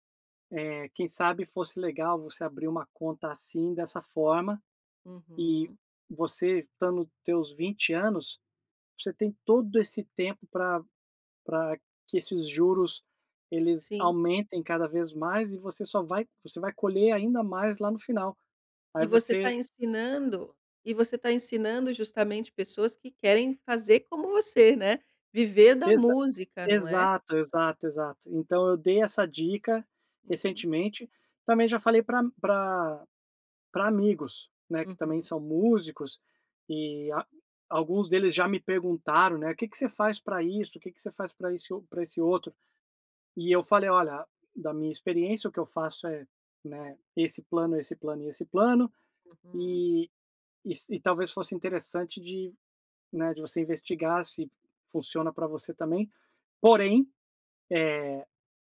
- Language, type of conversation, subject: Portuguese, advice, Como equilibrar o crescimento da minha empresa com a saúde financeira?
- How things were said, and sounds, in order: none